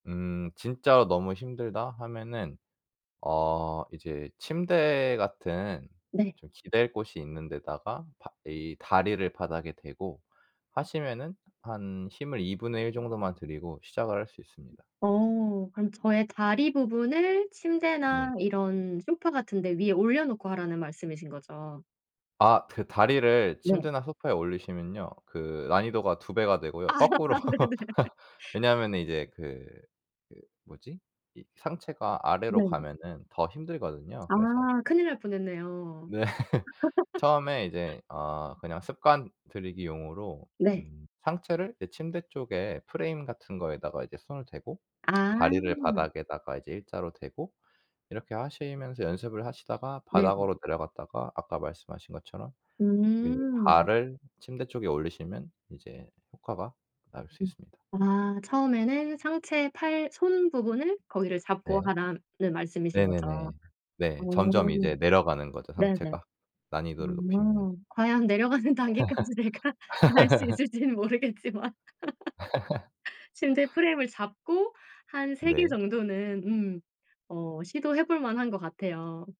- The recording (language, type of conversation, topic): Korean, podcast, 바로 해볼 수 있는 간단한 연습 하나 알려주실 수 있나요?
- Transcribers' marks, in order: laughing while speaking: "아 네"; laugh; laughing while speaking: "네"; laugh; lip smack; laughing while speaking: "내려가는 단계까지 내가 갈 수 있을지는 모르겠지만"; laugh; laugh